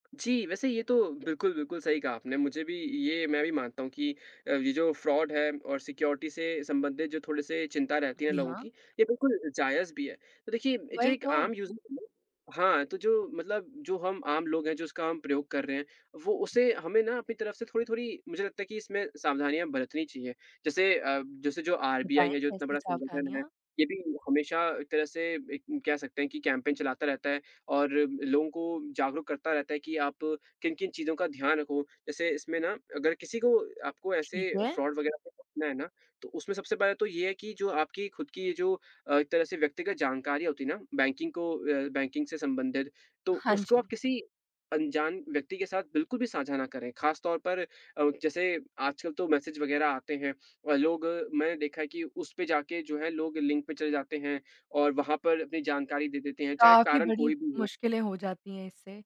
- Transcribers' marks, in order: in English: "फ्रॉड"; in English: "सिक्योरिटी"; in English: "यूजर"; unintelligible speech; in English: "कैंपेन"; in English: "फ्रॉड"; in English: "बैंकिंग"; in English: "बैंकिंग"; in English: "मैसेज"
- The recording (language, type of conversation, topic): Hindi, podcast, आप ऑनलाइन बैंकिंग और यूपीआई के फायदे-नुकसान को कैसे देखते हैं?